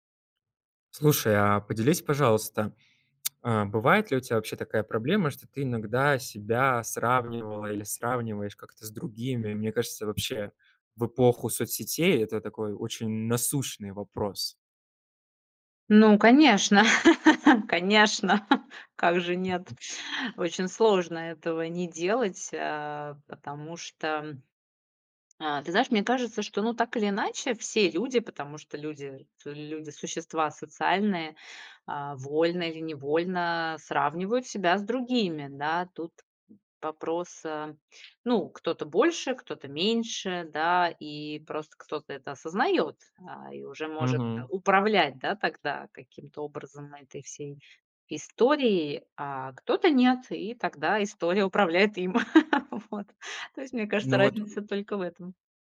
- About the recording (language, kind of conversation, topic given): Russian, podcast, Как вы перестали сравнивать себя с другими?
- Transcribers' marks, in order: tongue click; laugh; chuckle; chuckle; laughing while speaking: "Вот"